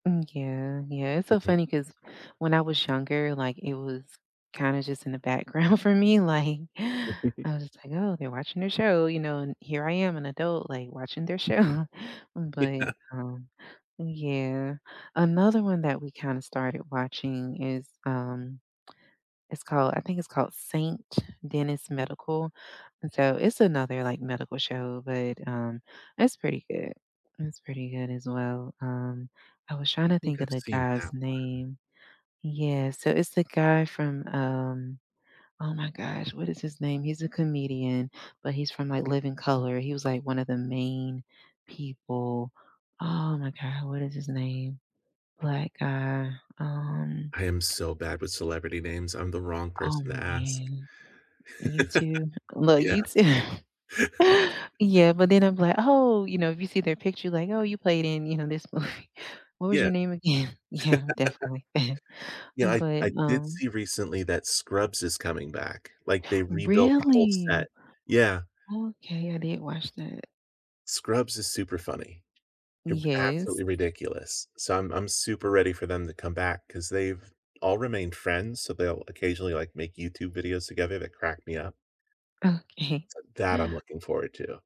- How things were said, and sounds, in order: laughing while speaking: "background for me, like"; chuckle; laughing while speaking: "Yeah"; laughing while speaking: "show"; tapping; chuckle; tsk; laughing while speaking: "you too"; laugh; laughing while speaking: "Yeah"; laugh; laugh; laughing while speaking: "movie"; laughing while speaking: "again? Yeah, definitely"; chuckle; surprised: "Really?"; other background noise; laughing while speaking: "Okay"; stressed: "that"
- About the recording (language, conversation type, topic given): English, unstructured, What hidden-gem TV shows would you recommend to almost anyone?
- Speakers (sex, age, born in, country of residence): female, 35-39, United States, United States; male, 40-44, United States, United States